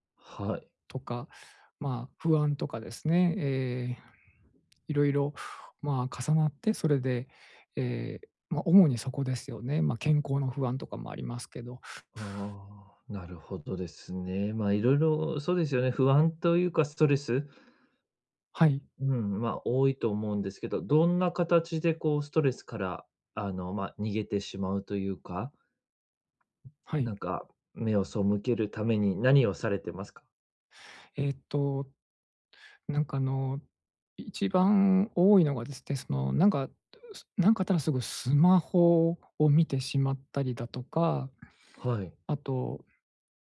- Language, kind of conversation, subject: Japanese, advice, ストレスが強いとき、不健康な対処をやめて健康的な行動に置き換えるにはどうすればいいですか？
- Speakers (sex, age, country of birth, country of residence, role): male, 30-34, Japan, Japan, advisor; male, 45-49, Japan, Japan, user
- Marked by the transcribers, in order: other background noise